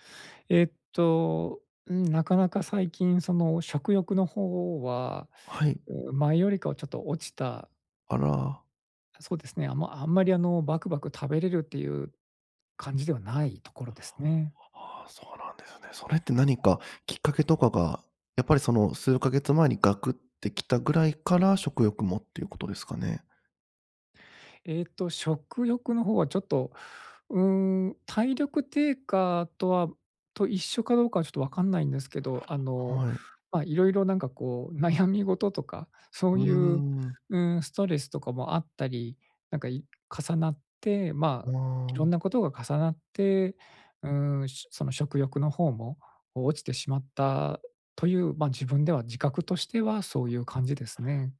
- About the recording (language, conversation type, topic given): Japanese, advice, 年齢による体力低下にどう向き合うか悩んでいる
- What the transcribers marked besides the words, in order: laughing while speaking: "悩み事とか"